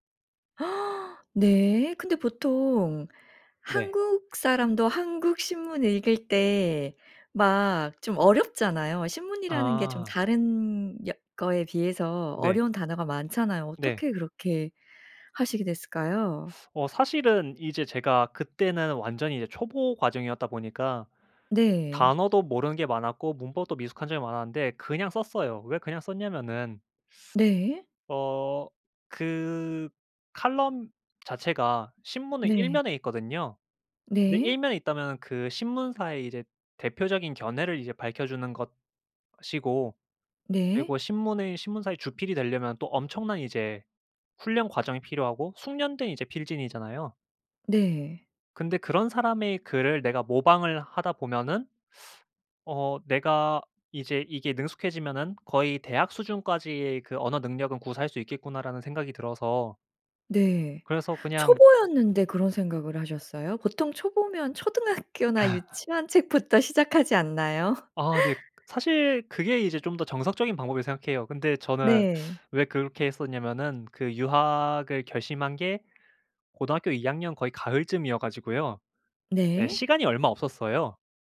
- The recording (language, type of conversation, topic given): Korean, podcast, 초보자가 창의성을 키우기 위해 어떤 연습을 하면 좋을까요?
- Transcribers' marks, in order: gasp; laughing while speaking: "초등학교나 유치원 책부터 시작하지 않나요?"; laugh; laugh; tapping